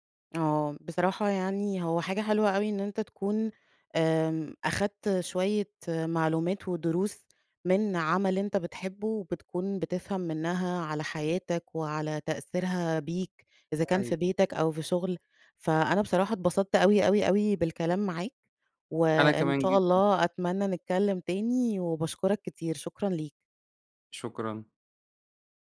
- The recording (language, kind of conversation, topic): Arabic, podcast, احكيلي عن مسلسل أثر فيك؟
- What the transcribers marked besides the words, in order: none